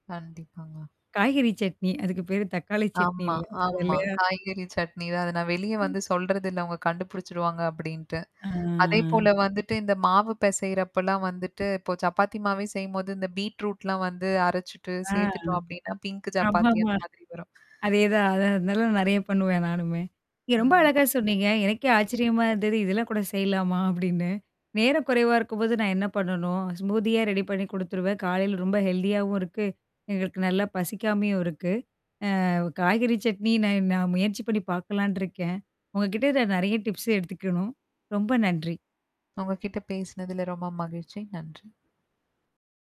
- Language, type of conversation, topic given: Tamil, podcast, ஒரு சாதாரண உணவின் சுவையை எப்படிச் சிறப்பாக உயர்த்தலாம்?
- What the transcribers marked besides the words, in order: static; other background noise; tapping; drawn out: "ஆ"; other noise; distorted speech; mechanical hum; in English: "ஸ்மூதியா"; in English: "ஹெல்தியாவும்"; in English: "டிப்ஸ்"